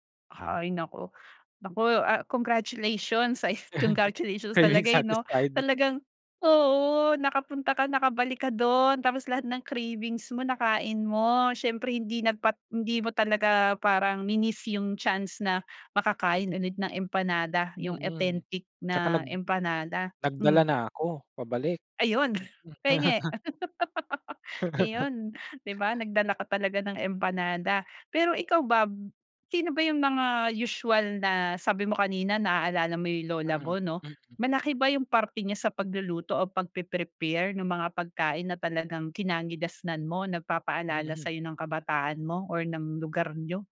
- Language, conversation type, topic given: Filipino, podcast, Anong pagkain ang agad na nagpabalik sa’yo ng mga alaala?
- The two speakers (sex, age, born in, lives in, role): female, 35-39, Philippines, Finland, host; male, 25-29, Philippines, Philippines, guest
- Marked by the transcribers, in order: chuckle; laughing while speaking: "Craving satisfied"; tapping; laugh; chuckle; laugh; "kinagisnan" said as "kinangigasnan"